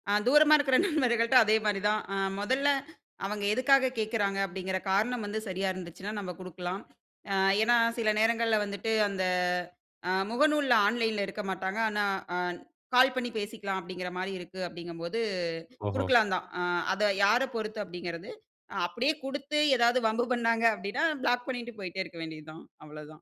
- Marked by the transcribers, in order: laughing while speaking: "நண்பர்கள்ட்ட"
- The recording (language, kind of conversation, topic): Tamil, podcast, நேசத்தை நேரில் காட்டுவது, இணையத்தில் காட்டுவதிலிருந்து எப்படி வேறுபடுகிறது?